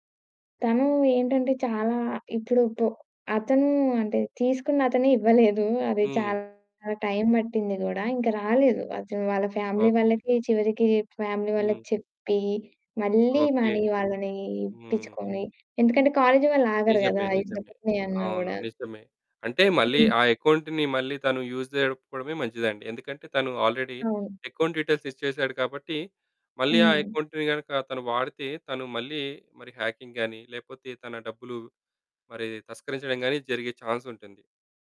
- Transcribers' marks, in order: distorted speech; in English: "ఫ్యామిలీ"; in English: "ఫ్యామిలీ"; background speech; in English: "మనీ"; other background noise; in English: "అకౌంట్‌ని"; in English: "యూజ్"; in English: "ఆల్రెడీ అకౌంట్ డీటెయిల్స్"; in English: "అకౌంట్‌ని"; in English: "హ్యాకింగ్"; in English: "చాన్స్"
- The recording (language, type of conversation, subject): Telugu, podcast, ఫేక్ న్యూస్‌ని గుర్తించడానికి మీ దగ్గర ఏ చిట్కాలు ఉన్నాయి?